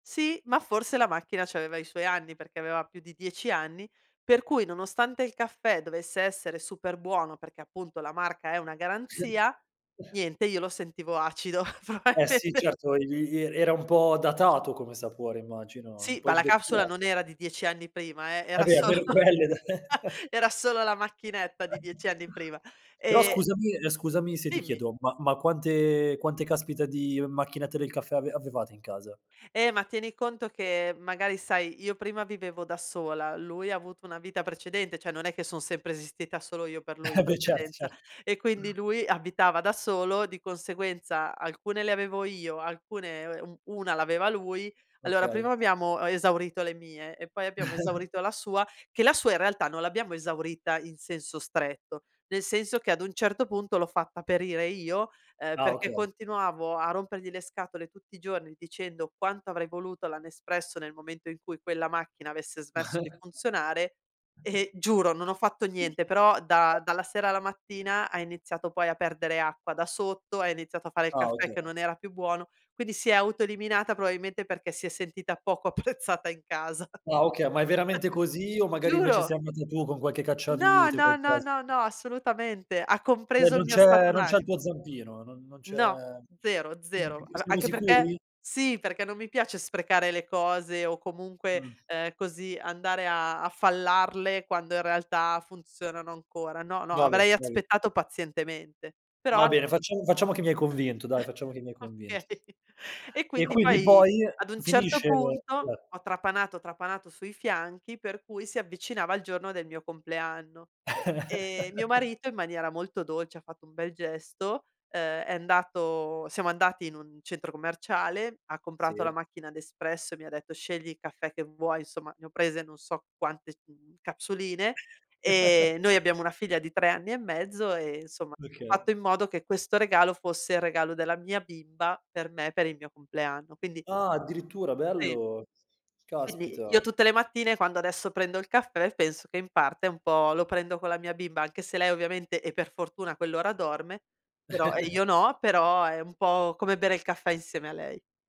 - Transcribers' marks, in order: chuckle; laughing while speaking: "proaimente"; laughing while speaking: "quelle da"; laughing while speaking: "solo"; laugh; giggle; chuckle; other background noise; "cioè" said as "ceh"; laughing while speaking: "Eh"; chuckle; chuckle; unintelligible speech; laughing while speaking: "apprezzata in casa"; chuckle; "Cioé" said as "ceh"; chuckle; laughing while speaking: "Okay"; giggle; chuckle; background speech; chuckle
- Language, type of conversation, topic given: Italian, podcast, Com’è il rito del caffè o dell’aperitivo a casa vostra?
- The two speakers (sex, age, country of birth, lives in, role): female, 40-44, Italy, Italy, guest; male, 30-34, Italy, Italy, host